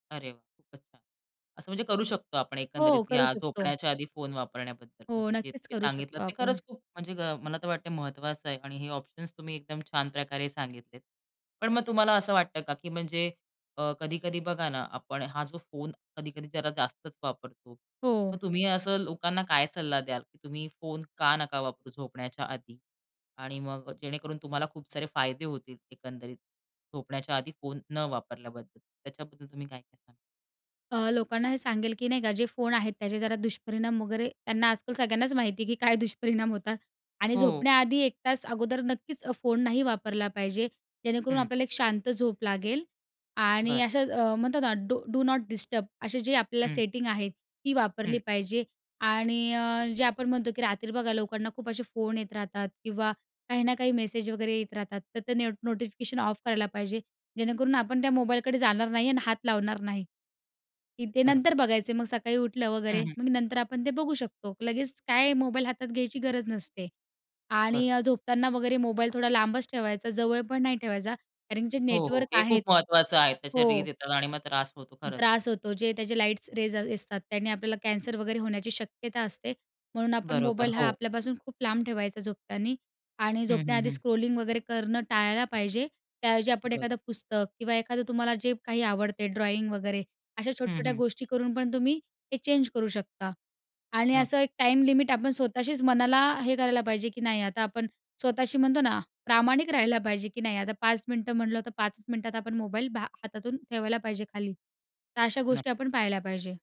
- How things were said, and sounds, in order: tapping; other background noise; laughing while speaking: "काय दुष्परिणाम होतात"; in English: "डू डू नॉट डिस्टर्ब"; in English: "स्क्रोलिंग"; in English: "ड्रॉईंग"
- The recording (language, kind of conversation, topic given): Marathi, podcast, झोपण्याआधी फोन वापरण्याबद्दल तुमची पद्धत काय आहे?